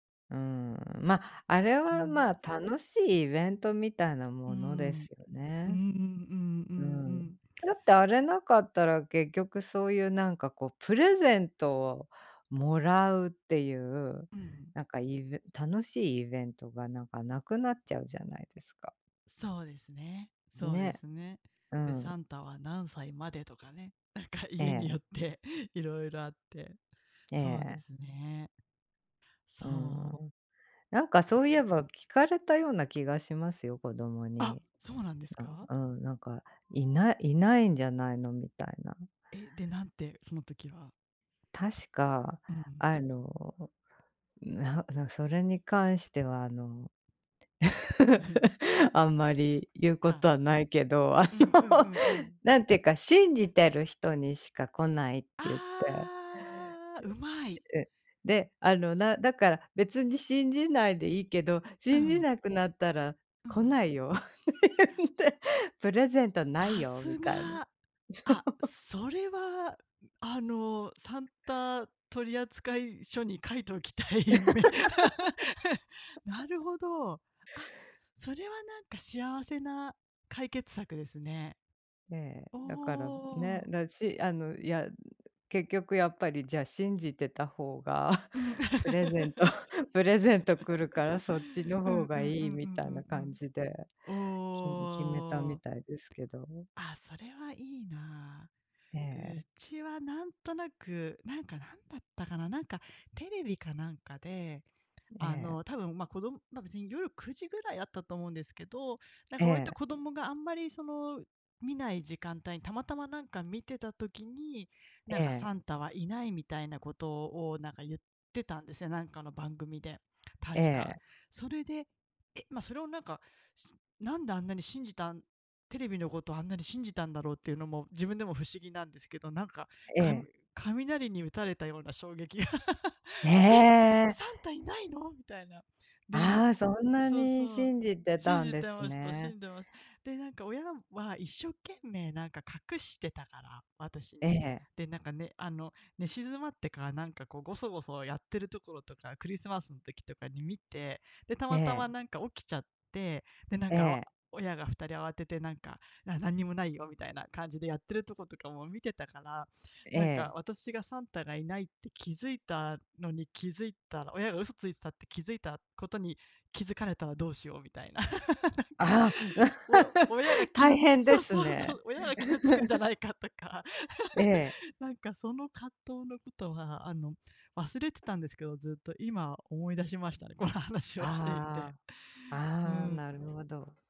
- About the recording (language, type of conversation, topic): Japanese, unstructured, 嘘をつかずに生きるのは難しいと思いますか？
- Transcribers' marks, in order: laughing while speaking: "なんか家によって"; chuckle; laughing while speaking: "あの"; drawn out: "ああ"; laughing while speaking: "来ないよって言って"; laughing while speaking: "そう"; laughing while speaking: "書いておきたい、め"; laugh; laughing while speaking: "信じてた方がプレゼント"; laugh; tapping; laugh; other background noise; laugh; chuckle; laughing while speaking: "この話をしていて"